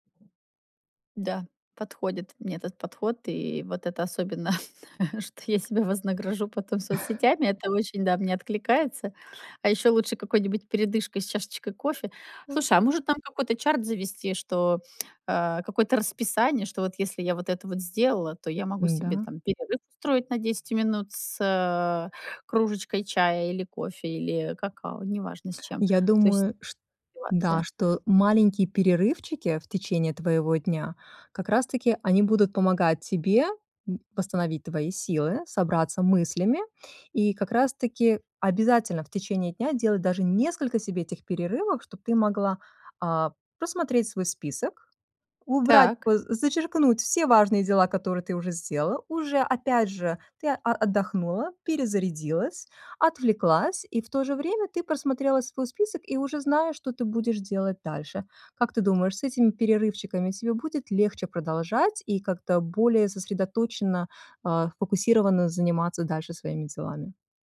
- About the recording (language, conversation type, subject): Russian, advice, Как у вас проявляется привычка часто переключаться между задачами и терять фокус?
- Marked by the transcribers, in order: laughing while speaking: "особенно"; chuckle